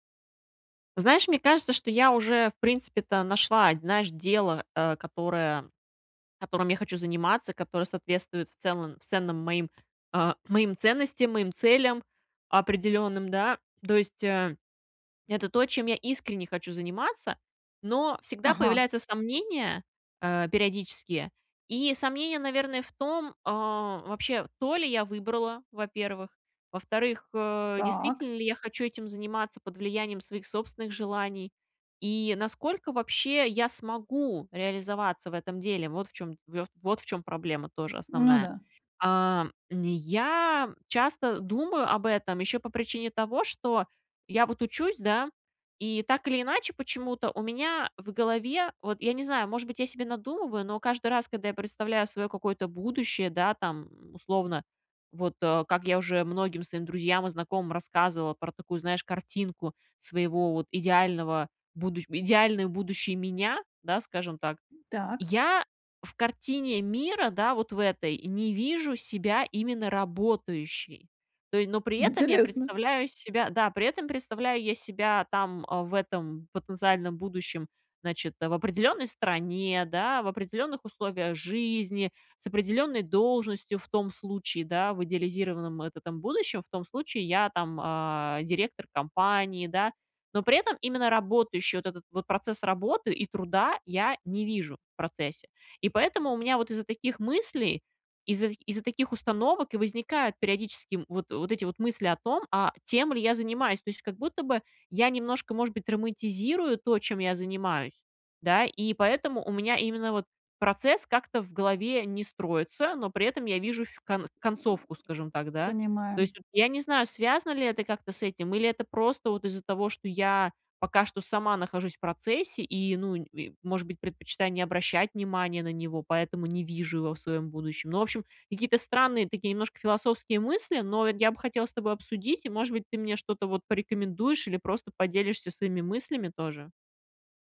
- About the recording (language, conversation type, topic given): Russian, advice, Как мне найти дело или движение, которое соответствует моим ценностям?
- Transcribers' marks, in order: tapping; stressed: "смогу"; other noise; laughing while speaking: "Интересно"; other background noise; grunt